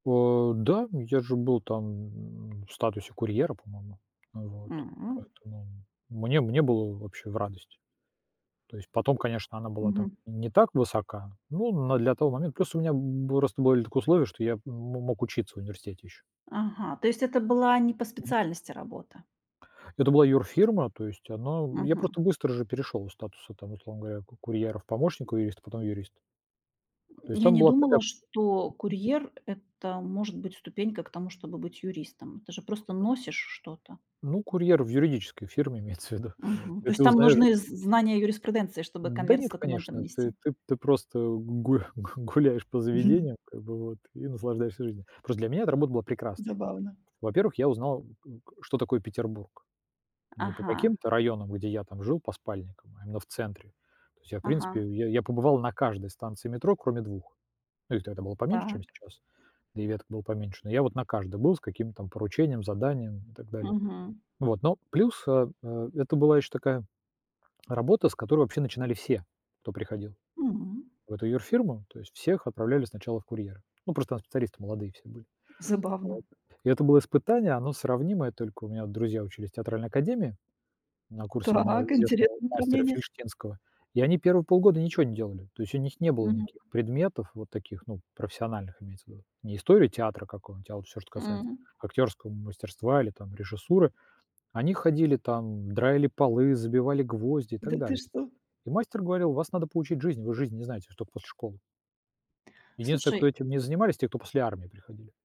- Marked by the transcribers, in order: tapping; other background noise; other noise; laughing while speaking: "имеется в виду"; laughing while speaking: "гурх гу гуляешь"; chuckle
- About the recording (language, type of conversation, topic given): Russian, podcast, Что для тебя значила первая собственная зарплата?